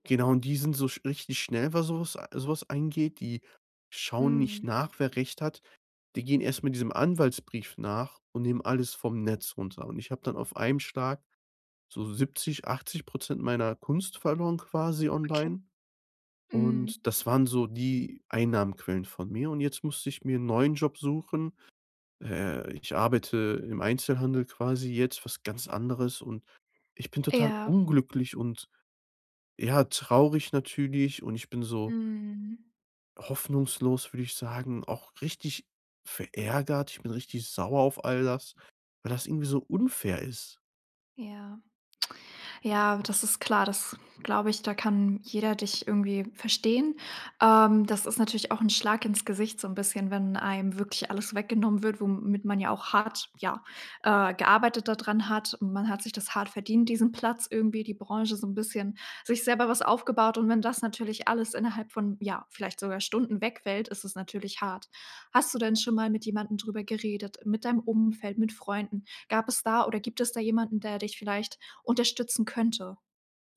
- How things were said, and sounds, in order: lip smack
- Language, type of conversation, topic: German, advice, Wie finde ich nach einer Trennung wieder Sinn und neue Orientierung, wenn gemeinsame Zukunftspläne weggebrochen sind?